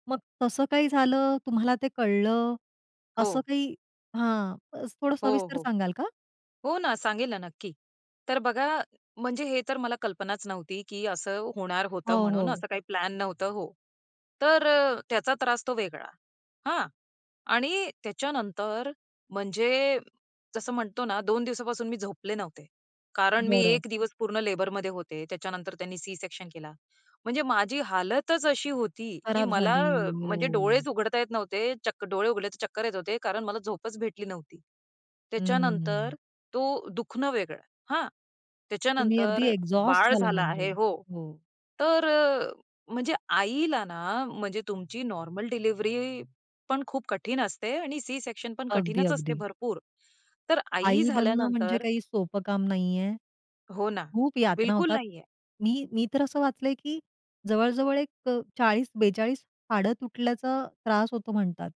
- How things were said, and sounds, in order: in English: "लेबरमध्ये"; drawn out: "हो"; in English: "एक्झॉस्ट"; in English: "नॉर्मल"
- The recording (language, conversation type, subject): Marathi, podcast, तुम्हाला कधी असं वाटलं का की तुमचं ध्येय हरवलं आहे, आणि तुम्ही ते पुन्हा कसं गाठलं?